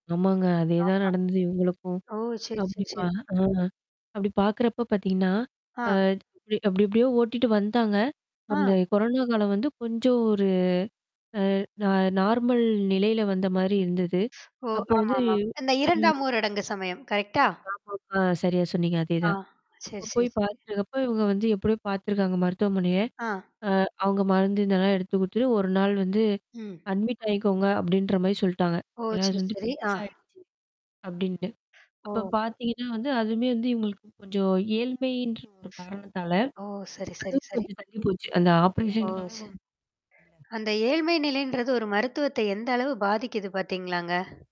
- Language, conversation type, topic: Tamil, podcast, ஒரு குடும்ப உறுப்பினரை இழந்தது உங்கள் வாழ்க்கையை எப்படிப் மாற்றியது?
- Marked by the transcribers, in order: tapping; other noise; in English: "நார்மல்"; static; other background noise; distorted speech; in English: "அட்மிட்"